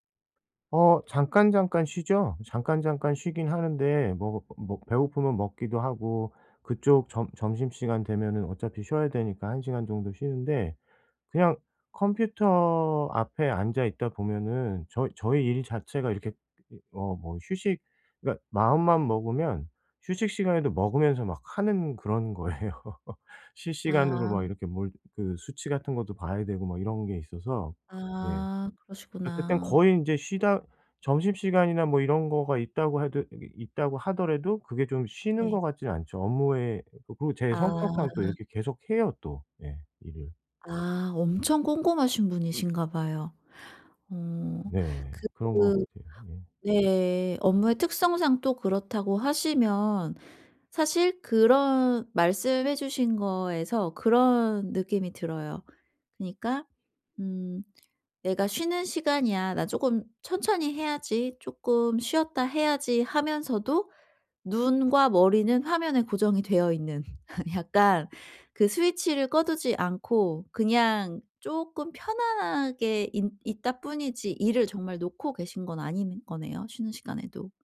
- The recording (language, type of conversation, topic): Korean, advice, 어떻게 하면 집에서 편하게 쉬는 습관을 꾸준히 만들 수 있을까요?
- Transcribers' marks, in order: laughing while speaking: "거예요"; laugh; tapping; laugh